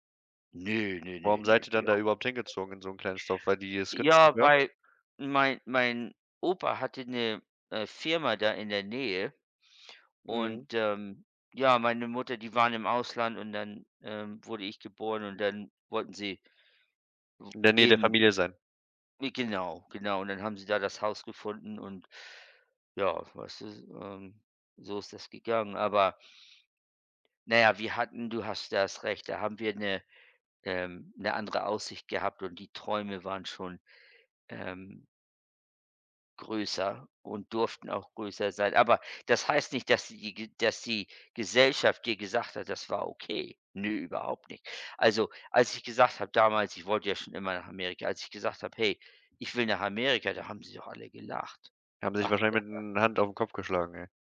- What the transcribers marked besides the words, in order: laughing while speaking: "ja"
- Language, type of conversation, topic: German, unstructured, Was motiviert dich, deine Träume zu verfolgen?